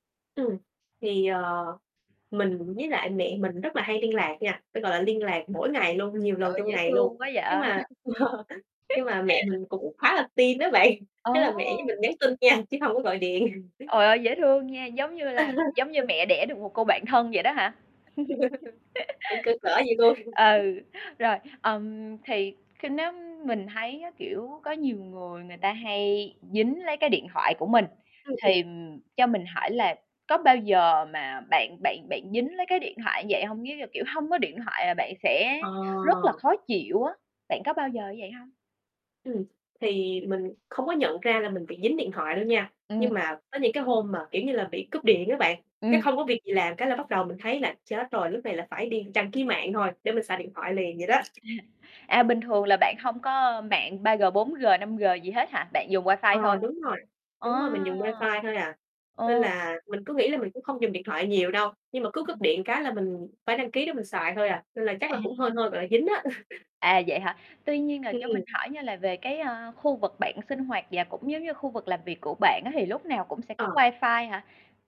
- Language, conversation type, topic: Vietnamese, podcast, Bạn có thể kể về thói quen dùng điện thoại hằng ngày của mình không?
- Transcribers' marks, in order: tapping; other background noise; laughing while speaking: "Trời"; laugh; laughing while speaking: "bạn"; laughing while speaking: "nha"; chuckle; laugh; static; laugh; laughing while speaking: "Ừ, rồi"; laughing while speaking: "luôn"; laughing while speaking: "À"; distorted speech; chuckle; mechanical hum